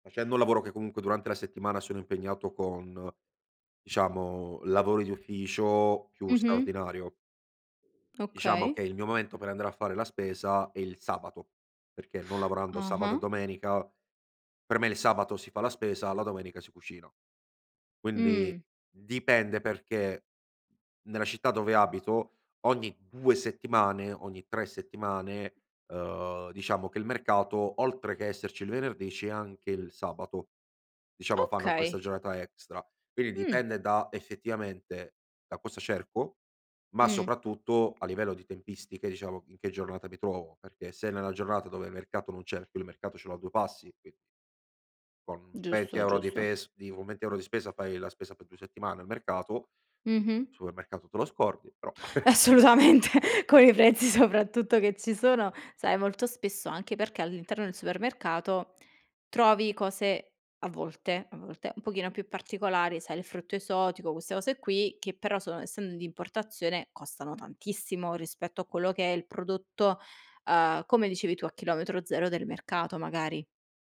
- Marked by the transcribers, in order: tapping; other background noise; "Quindi" said as "quini"; laughing while speaking: "Assolutamente"; chuckle; other noise
- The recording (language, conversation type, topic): Italian, podcast, Che importanza dai alla stagionalità nelle ricette che prepari?